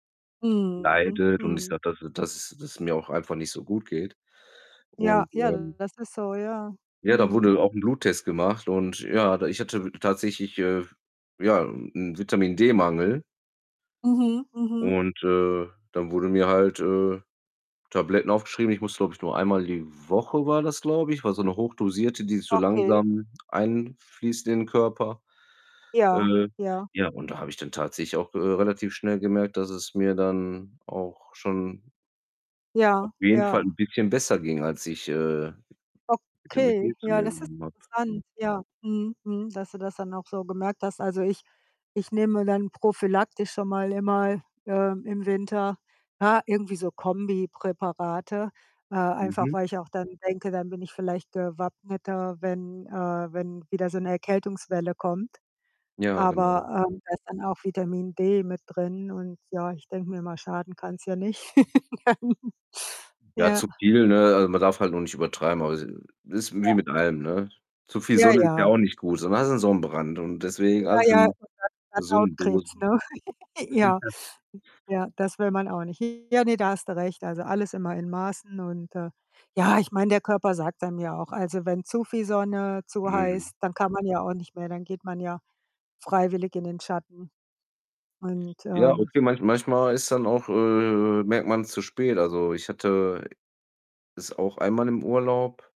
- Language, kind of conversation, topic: German, unstructured, Wie beeinflusst das Wetter deine Stimmung und deine Pläne?
- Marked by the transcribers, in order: distorted speech; static; tapping; other background noise; laugh; laughing while speaking: "Nein"; unintelligible speech; giggle; chuckle; drawn out: "äh"